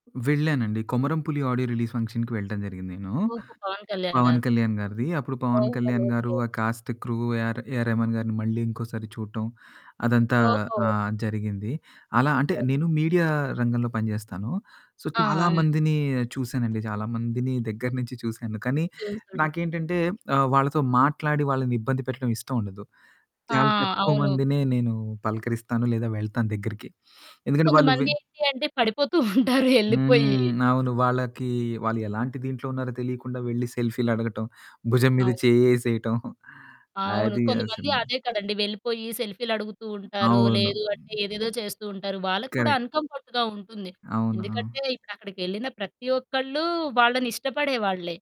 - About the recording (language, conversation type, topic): Telugu, podcast, మీరు ఎప్పుడైనా ప్రత్యక్ష సంగీత కార్యక్రమానికి వెళ్లి కొత్త కళాకారుడిని కనుగొన్నారా?
- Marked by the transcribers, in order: in English: "ఆడియో రిలీజ్ ఫంక్షన్‌కి"; static; in English: "కాస్ట్ క్రూ"; in English: "మీడియా"; in English: "సో"; sniff; other background noise; laughing while speaking: "పడిపోతూ ఉంటారు. ఏళ్ళిపోయి"; in English: "కరెక్ట్"; in English: "అన్‌కమ్‌ఫర్ట్‌గా"